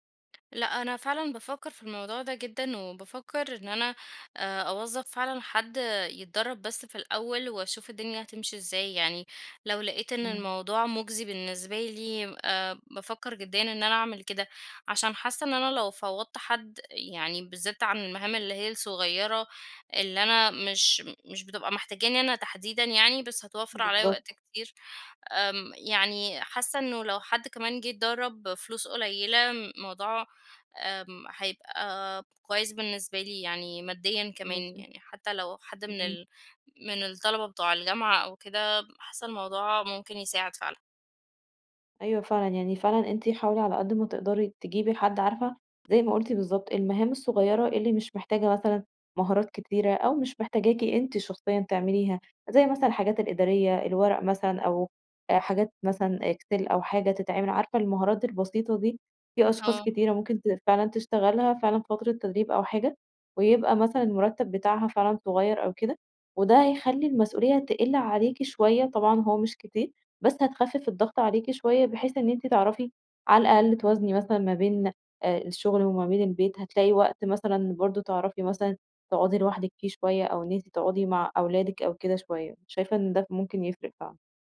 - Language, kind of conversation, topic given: Arabic, advice, إزاي بتتعامل مع الإرهاق وعدم التوازن بين الشغل وحياتك وإنت صاحب بيزنس؟
- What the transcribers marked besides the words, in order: tapping